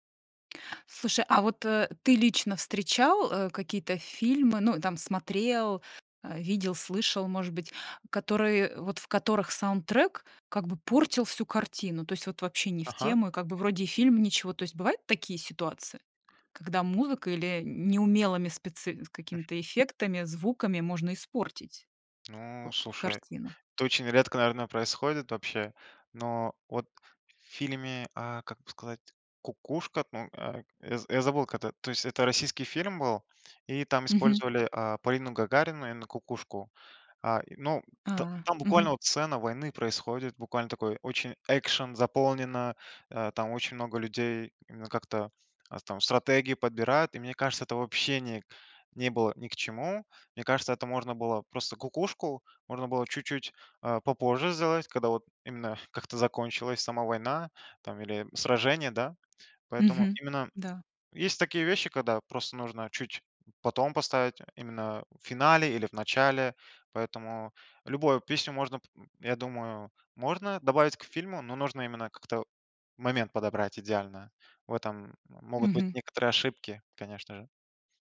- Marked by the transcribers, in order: other background noise; tapping
- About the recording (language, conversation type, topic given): Russian, podcast, Как хороший саундтрек помогает рассказу в фильме?